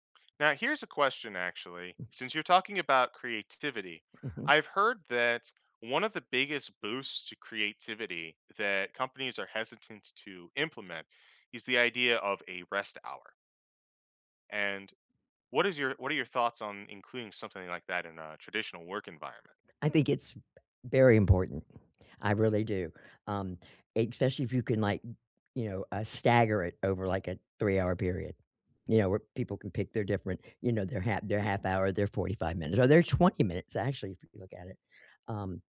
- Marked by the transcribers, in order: none
- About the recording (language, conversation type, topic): English, unstructured, What does your ideal work environment look like?
- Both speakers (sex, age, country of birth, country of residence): female, 65-69, United States, United States; male, 35-39, United States, United States